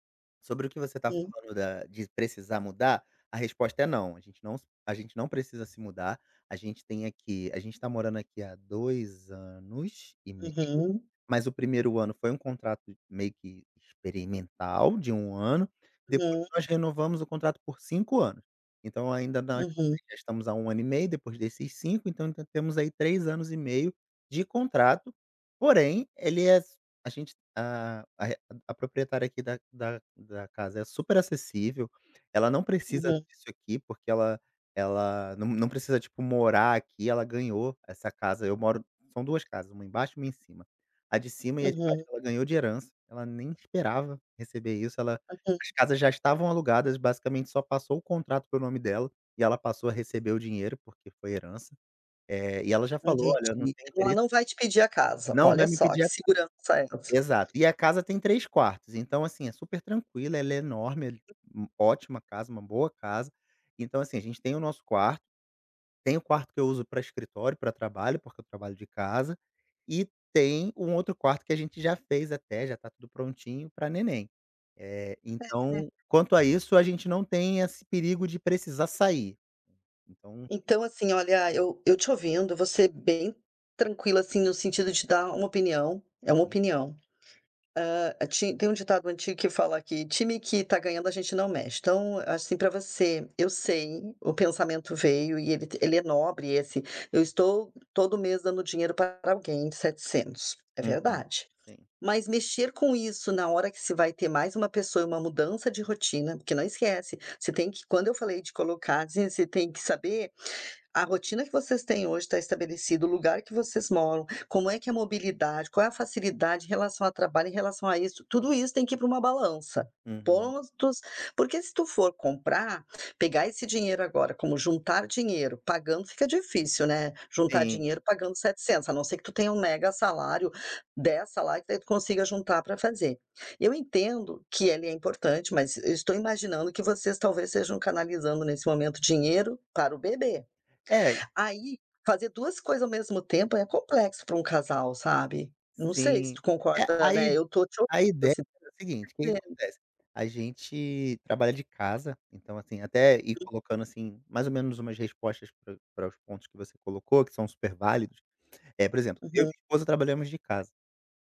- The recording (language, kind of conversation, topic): Portuguese, advice, Como posso juntar dinheiro para a entrada de um carro ou de uma casa se ainda não sei como me organizar?
- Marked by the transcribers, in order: tapping; other background noise; unintelligible speech; unintelligible speech